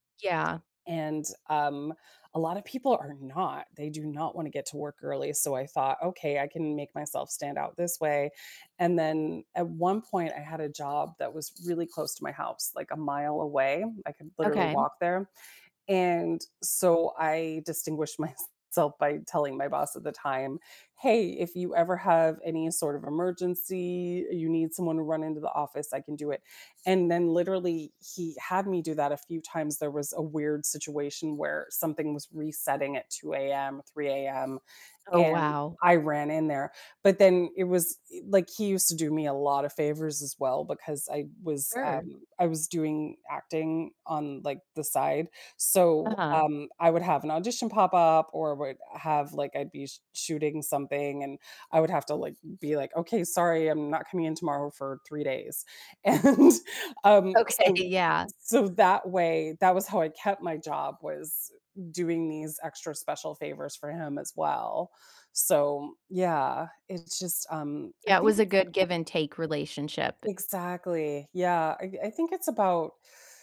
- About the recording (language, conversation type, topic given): English, unstructured, How can I build confidence to ask for what I want?
- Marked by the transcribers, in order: other background noise; laughing while speaking: "myself"; laughing while speaking: "Okay"; laughing while speaking: "And"